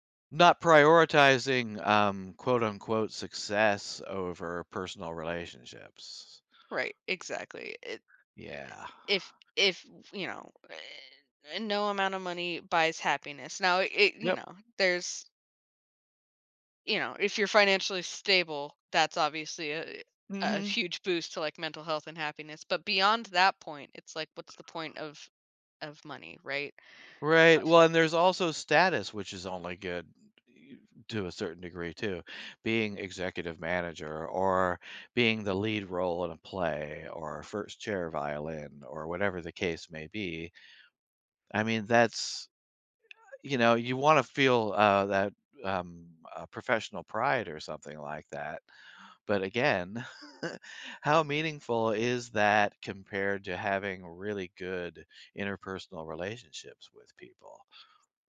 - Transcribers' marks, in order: other background noise; tapping; unintelligible speech; chuckle
- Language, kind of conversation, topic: English, unstructured, How can friendships be maintained while prioritizing personal goals?
- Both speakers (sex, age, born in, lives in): female, 30-34, United States, United States; male, 60-64, United States, United States